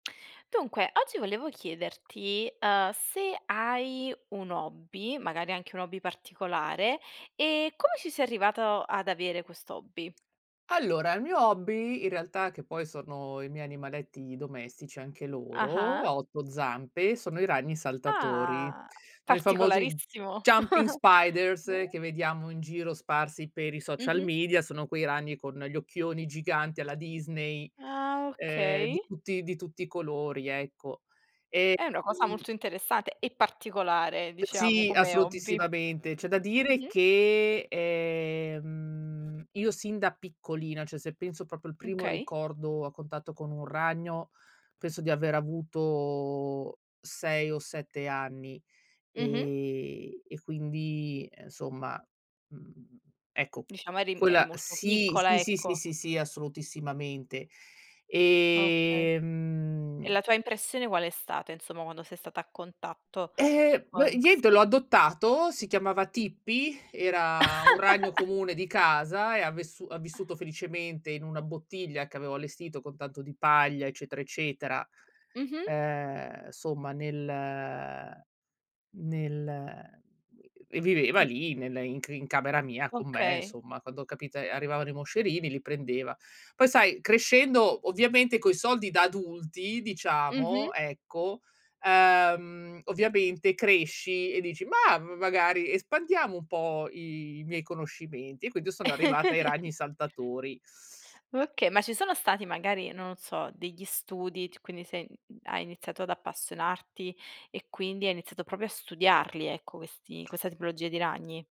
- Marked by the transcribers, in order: tapping; drawn out: "Ah!"; in English: "jumping spiders"; chuckle; other noise; other background noise; drawn out: "ehm"; "Okay" said as "mkay"; drawn out: "avuto"; drawn out: "ehm"; "insomma" said as "nsomma"; drawn out: "ehm, mhmm"; chuckle; drawn out: "Ehm"; "insomma" said as "nsomma"; giggle
- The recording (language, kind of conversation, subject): Italian, podcast, Qual è il tuo hobby preferito e come ci sei arrivato?